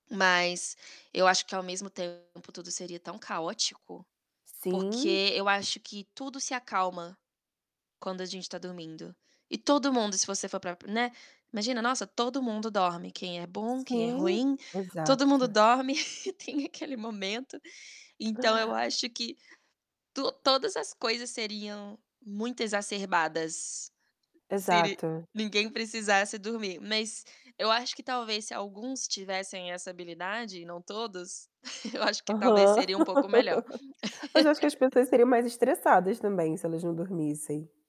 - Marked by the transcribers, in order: distorted speech; laugh; tapping; laugh; laugh
- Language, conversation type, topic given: Portuguese, unstructured, Como você usaria a habilidade de nunca precisar dormir?